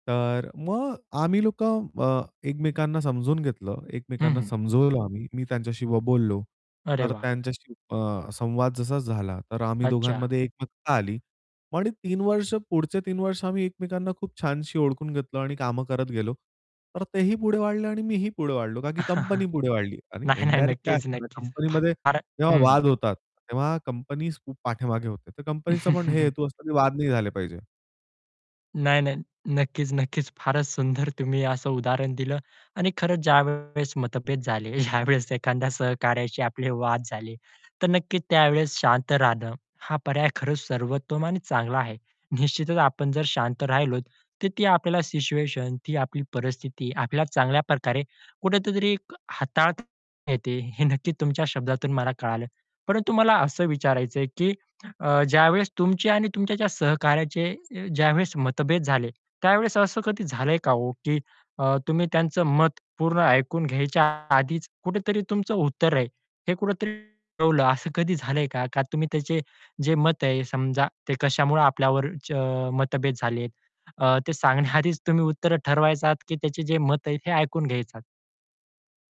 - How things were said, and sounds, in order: distorted speech; static; chuckle; background speech; laughing while speaking: "नाही, नाही"; mechanical hum; chuckle; laughing while speaking: "नक्कीच"; laughing while speaking: "ज्यावेळेस"; laughing while speaking: "हे नक्की"; tapping; other background noise; laughing while speaking: "सांगण्याआधीच"; "ठरवायचा" said as "ठरवायचात"; "घ्यायचा" said as "घ्यायचात"
- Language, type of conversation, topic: Marathi, podcast, मतभेद झाल्यावर तुम्ही तुमच्या सहकाऱ्यांशी कसं बोलता?